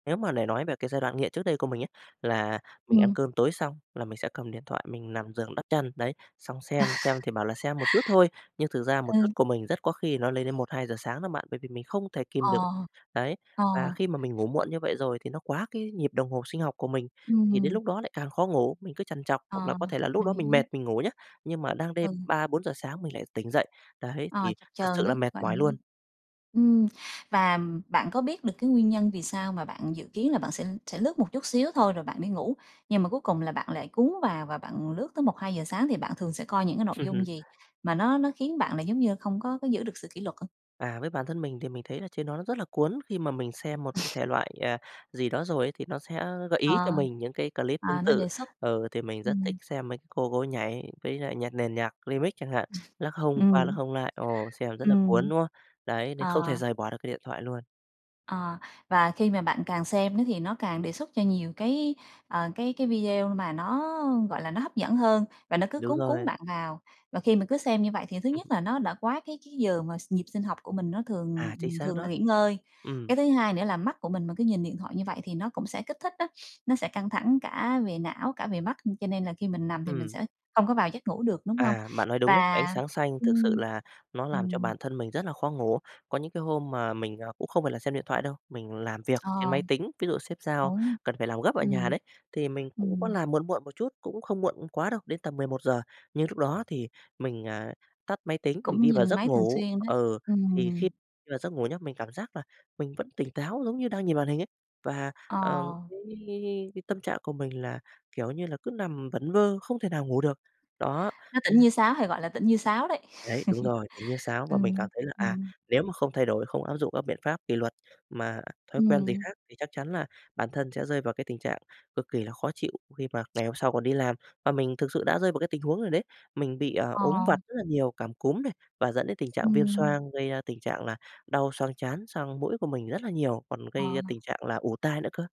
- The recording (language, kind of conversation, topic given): Vietnamese, podcast, Thói quen trước khi đi ngủ của bạn là gì?
- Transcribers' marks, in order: laughing while speaking: "À!"; other background noise; tapping; unintelligible speech; laugh; other noise; unintelligible speech; laugh